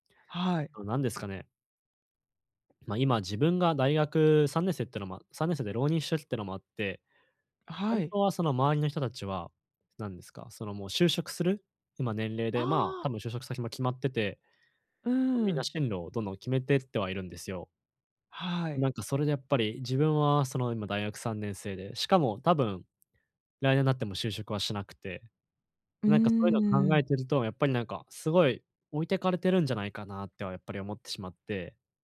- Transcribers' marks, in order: none
- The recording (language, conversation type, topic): Japanese, advice, 他人と比べても自己価値を見失わないためには、どうすればよいですか？